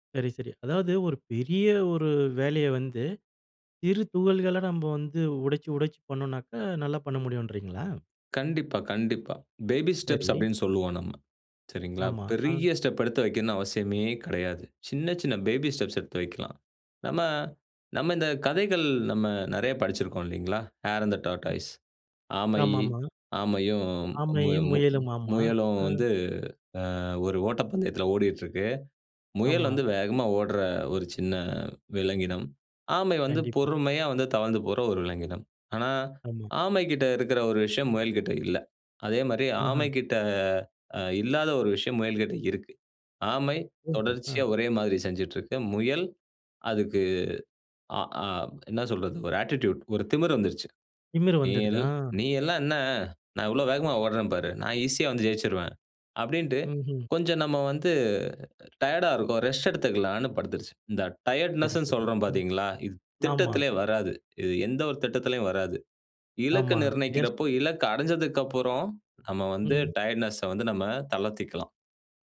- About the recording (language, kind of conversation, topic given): Tamil, podcast, நாள்தோறும் சிறு இலக்குகளை எப்படி நிர்ணயிப்பீர்கள்?
- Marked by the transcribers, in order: trusting: "கண்டிப்பா, கண்டிப்பா"; in English: "ஹேர் இன் தே டார்டாஸ்"; in English: "ஆட்டிட்யூடு"; trusting: "நான் ஈசியா வந்து ஜெயிச்சுருவேன்"; in English: "டயர்ட்னெஸ்னு"; in English: "டயர்ட்னெஸ்ஸ"